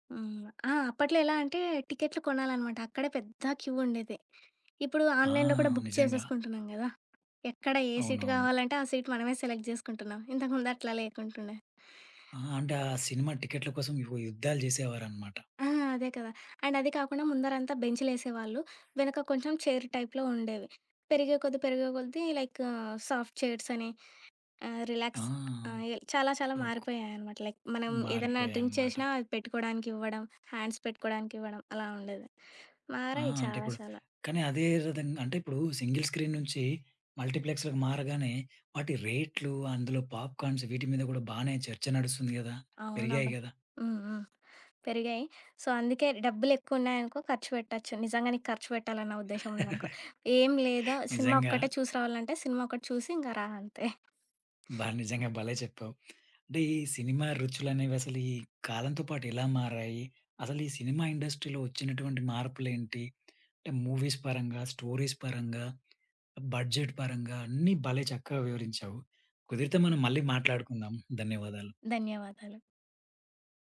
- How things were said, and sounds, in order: in English: "క్యూ"; other background noise; in English: "ఆన్‌లైన్‌లో"; in English: "బుక్"; in English: "సీట్"; in English: "సీట్"; in English: "సెలెక్ట్"; in English: "అండ్"; in English: "బెంచ్‌లేసేవాళ్ళు"; in English: "టైప్‌లో"; in English: "సాఫ్ట్ చైర్సని"; in English: "రిలాక్స్"; in English: "లైక్"; in English: "డ్రింక్"; in English: "హ్యాండ్స్"; in English: "సింగిల్ స్క్రీన్"; in English: "పాప్‌కాన్స్"; in English: "సో"; chuckle; giggle; in English: "ఇండస్ట్రీలో"; in English: "మూవీస్"; in English: "స్టోరీస్"; in English: "బడ్జెట్"
- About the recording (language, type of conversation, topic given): Telugu, podcast, సినిమా రుచులు కాలంతో ఎలా మారాయి?